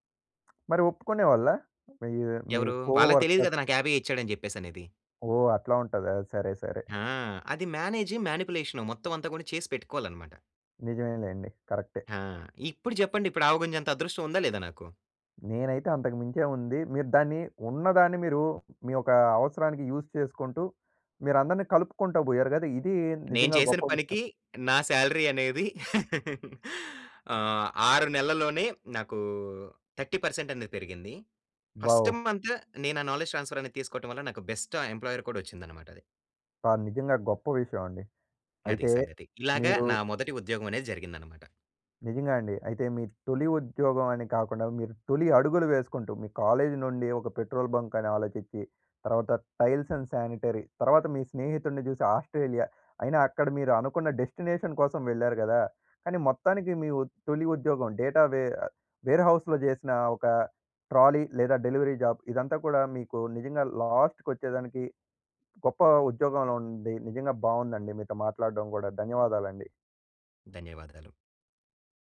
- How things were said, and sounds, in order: teeth sucking; in English: "కోవర్కర్స్?"; other background noise; in English: "మేనేజ్, మానిప్యులేషన్"; in English: "యూజ్"; in English: "సాలరీ"; laugh; in English: "థర్టీ పర్సెంట్"; in English: "ఫస్ట్ మంత్"; in English: "నాలెడ్జ్ ట్రాన్స్ఫర్"; in English: "బెస్ట్"; in English: "ఎంప్లాయర్"; in English: "టైల్స్ అండ్ శానిటరీ"; in English: "డెస్టినేషన్"; in English: "వేర్‌హౌస్‌లో"; in English: "ట్రాలీ"; in English: "డెలివరీ జాబ్"; in English: "లాస్ట్‌కి"
- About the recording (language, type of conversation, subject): Telugu, podcast, మీ తొలి ఉద్యోగాన్ని ప్రారంభించినప్పుడు మీ అనుభవం ఎలా ఉండింది?